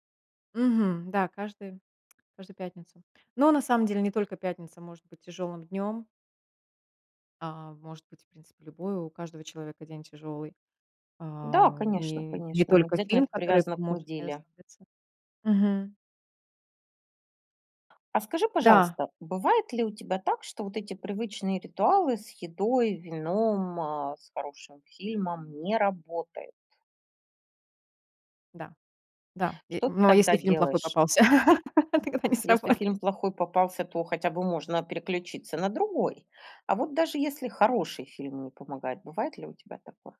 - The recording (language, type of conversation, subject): Russian, podcast, Что помогает тебе расслабиться после тяжёлого дня?
- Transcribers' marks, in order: tapping; other background noise; laughing while speaking: "тогда не сработает"